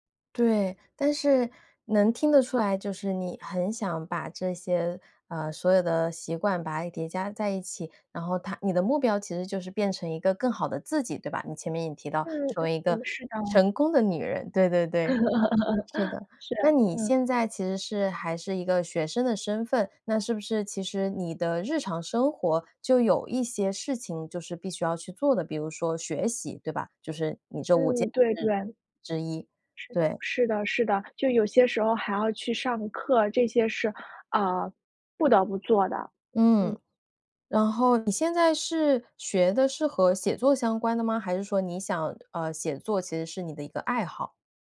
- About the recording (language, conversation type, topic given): Chinese, advice, 为什么我想同时养成多个好习惯却总是失败？
- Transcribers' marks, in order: laugh